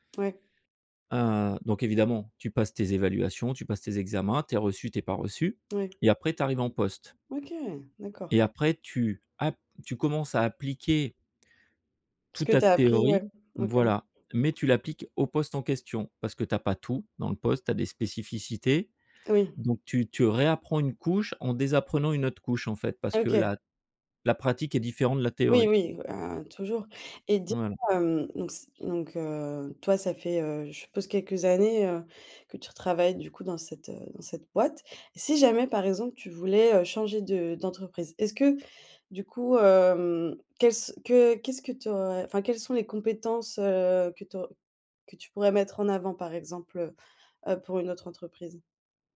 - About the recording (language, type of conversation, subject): French, podcast, Quelles compétences as-tu dû apprendre en priorité ?
- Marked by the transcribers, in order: none